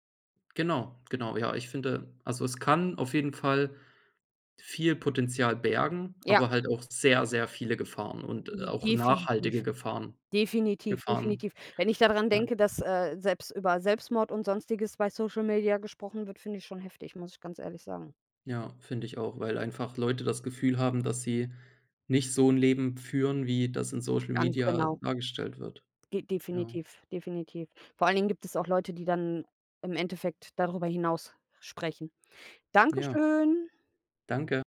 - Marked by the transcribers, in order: none
- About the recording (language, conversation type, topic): German, unstructured, Wie beeinflussen soziale Medien unser Miteinander?